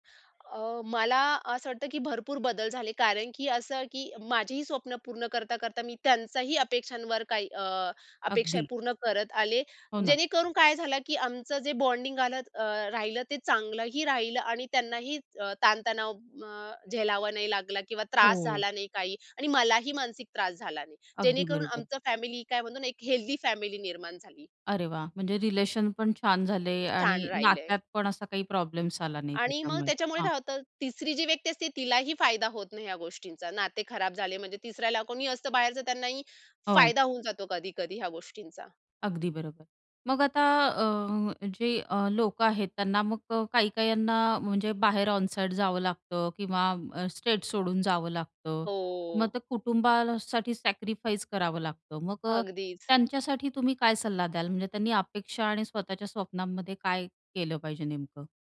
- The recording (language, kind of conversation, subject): Marathi, podcast, कुटुंबाच्या अपेक्षा आणि स्वतःच्या स्वप्नांमध्ये कसा समतोल साधाल?
- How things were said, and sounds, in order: tapping; in English: "बॉन्डिंग"; in English: "हेल्दी"; in English: "स्टेट"; drawn out: "हो"; in English: "सॅक्रिफाईस"; other background noise